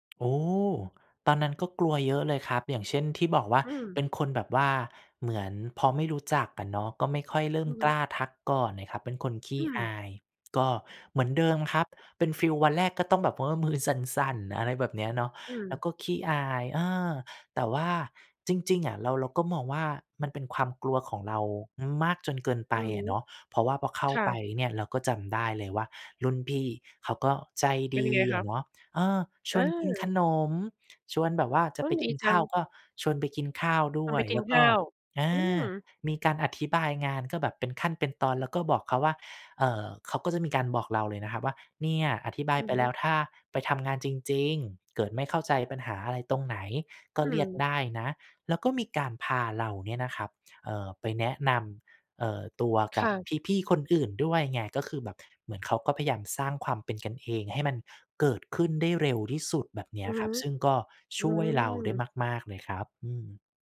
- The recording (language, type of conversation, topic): Thai, podcast, มีวิธีจัดการความกลัวตอนเปลี่ยนงานไหม?
- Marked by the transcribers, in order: tapping; stressed: "โอ้"; other background noise